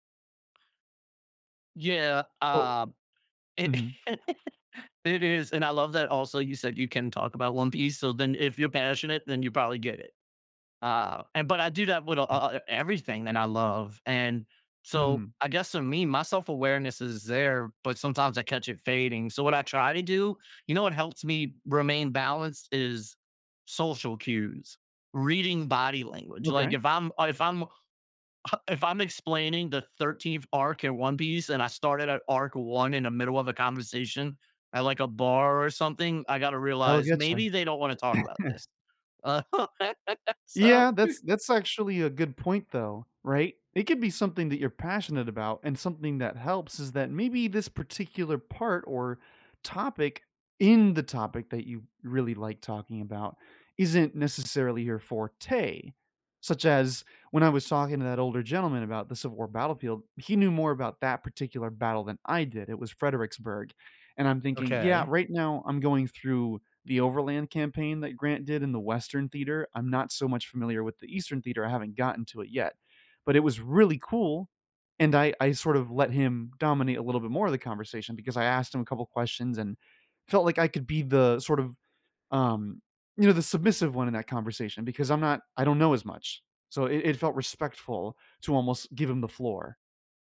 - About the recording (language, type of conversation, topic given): English, unstructured, How can I keep conversations balanced when someone else dominates?
- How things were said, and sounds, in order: other background noise; chuckle; chuckle; chuckle; laugh; laughing while speaking: "so"; stressed: "in"